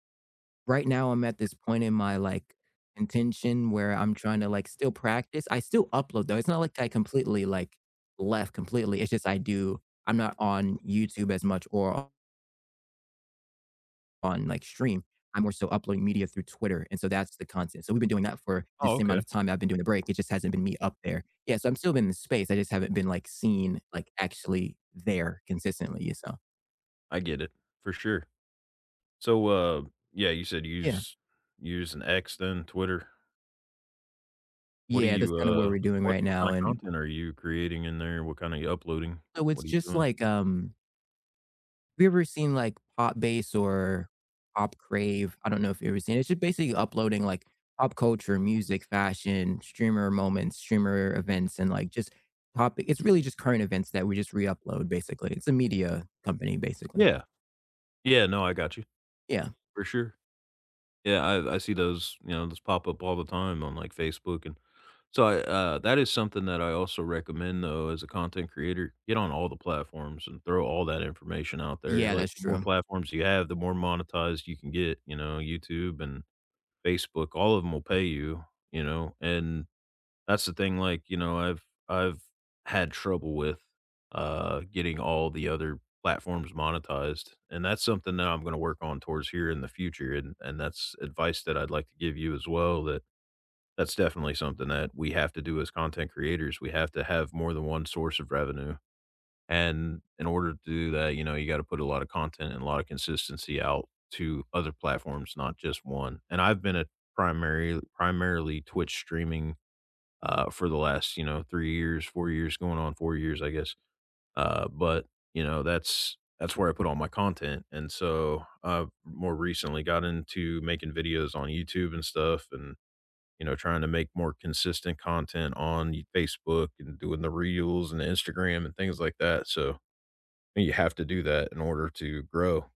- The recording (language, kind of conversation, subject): English, unstructured, What skill, habit, or passion are you working to improve right now, and why?
- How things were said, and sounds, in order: tapping